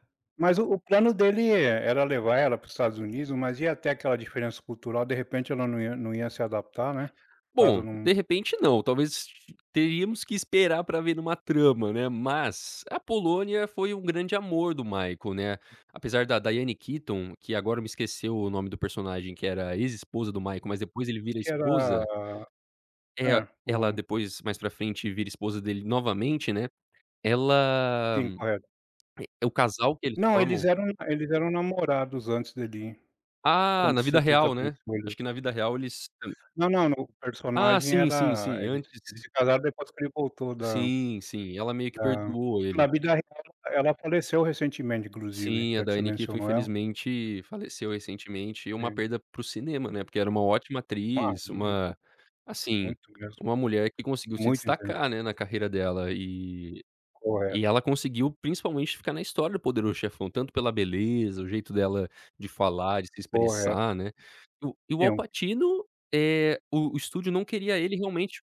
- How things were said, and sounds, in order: unintelligible speech; tapping; unintelligible speech
- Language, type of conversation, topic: Portuguese, podcast, Você pode me contar sobre um filme que te marcou profundamente?